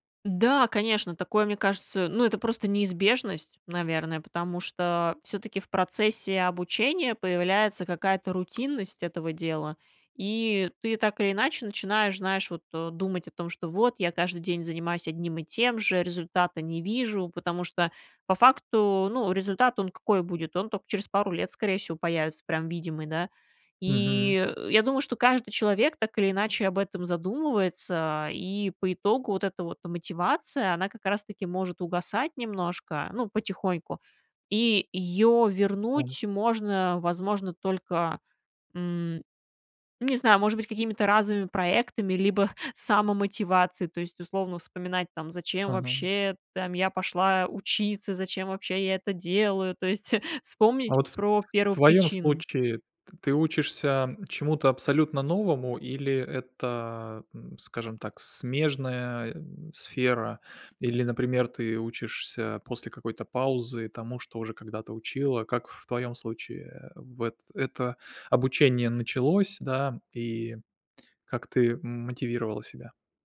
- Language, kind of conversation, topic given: Russian, podcast, Как не потерять мотивацию, когда начинаешь учиться заново?
- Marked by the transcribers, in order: chuckle